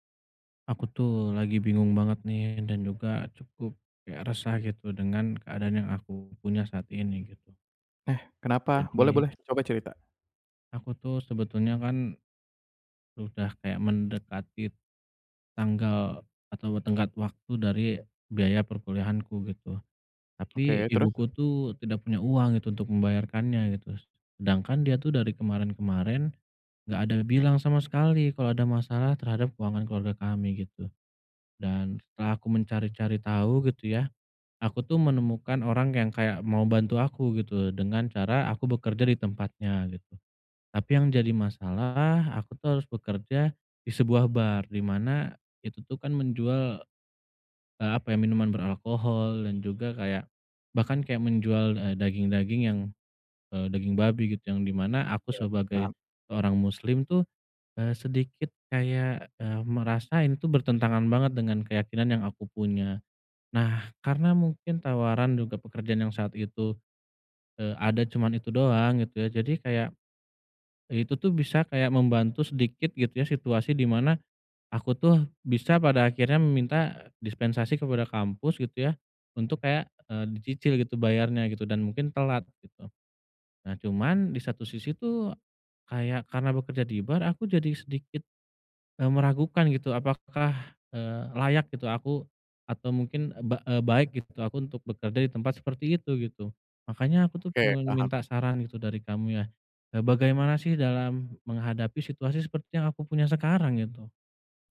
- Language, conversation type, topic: Indonesian, advice, Bagaimana saya memilih ketika harus mengambil keputusan hidup yang bertentangan dengan keyakinan saya?
- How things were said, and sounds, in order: other background noise; other street noise